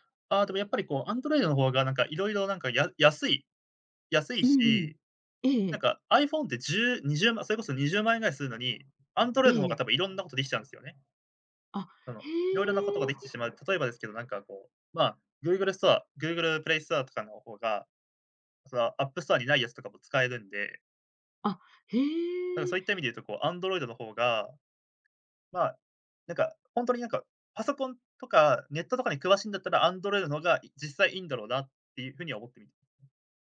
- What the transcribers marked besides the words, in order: other background noise; other noise
- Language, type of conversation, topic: Japanese, podcast, スマホと上手に付き合うために、普段どんな工夫をしていますか？